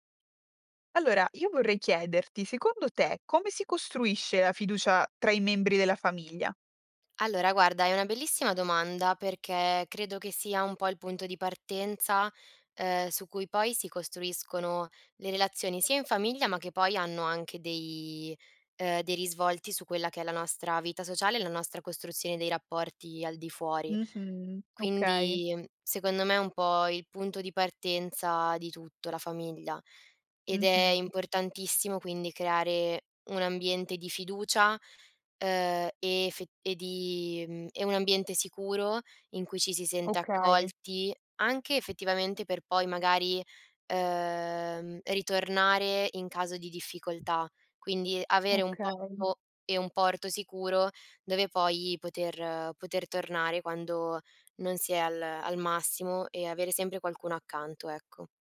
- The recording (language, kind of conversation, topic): Italian, podcast, Come si costruisce la fiducia tra i membri della famiglia?
- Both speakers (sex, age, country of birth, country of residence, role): female, 20-24, Italy, Italy, guest; female, 25-29, Italy, Italy, host
- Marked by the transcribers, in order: tapping